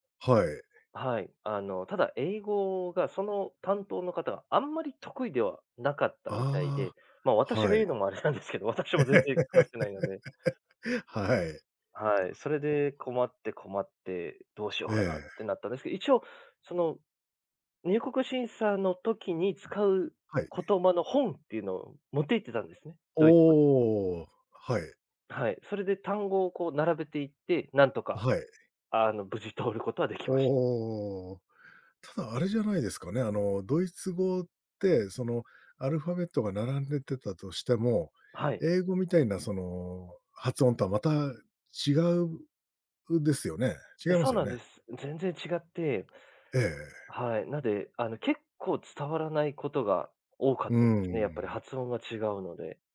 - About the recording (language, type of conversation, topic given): Japanese, podcast, 言葉が通じない場所で、どのようにコミュニケーションを取りますか？
- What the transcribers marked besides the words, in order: laughing while speaking: "ま、私が言うのもあれな … してないので"; laugh; other noise; swallow